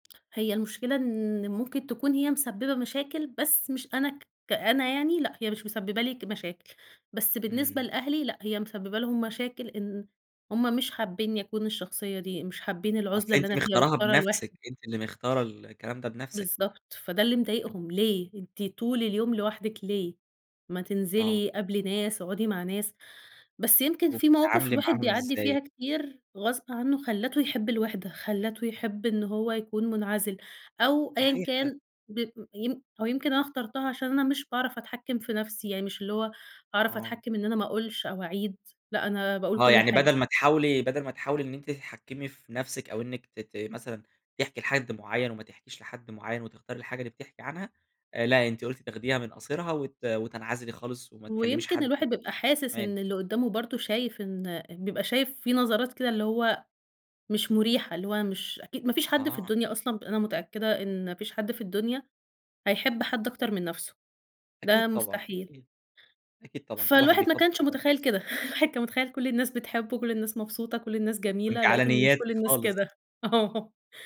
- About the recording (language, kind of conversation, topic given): Arabic, podcast, ليه ساعات بنحس بالوحدة رغم إن حوالينا ناس؟
- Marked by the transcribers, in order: tapping; other background noise; unintelligible speech; unintelligible speech; laughing while speaking: "آه"